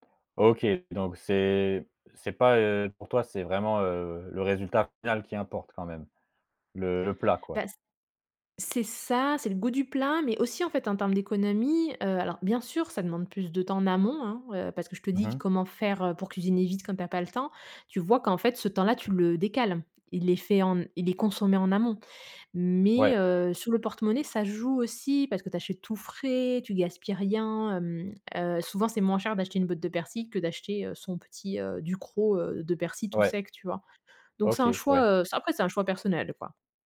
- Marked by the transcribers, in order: stressed: "Mais"
- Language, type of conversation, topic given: French, podcast, Comment t’organises-tu pour cuisiner quand tu as peu de temps ?
- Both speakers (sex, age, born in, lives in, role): female, 35-39, France, Germany, guest; male, 20-24, France, France, host